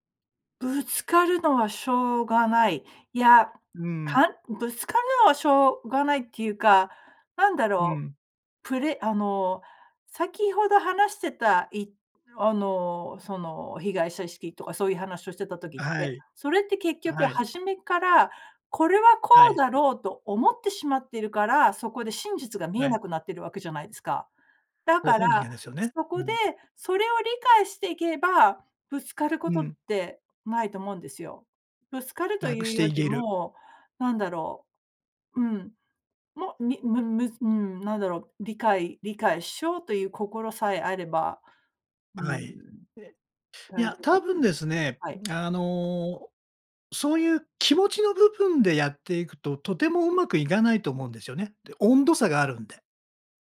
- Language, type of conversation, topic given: Japanese, podcast, 多様な人が一緒に暮らすには何が大切ですか？
- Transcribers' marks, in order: other background noise; "いける" said as "いげる"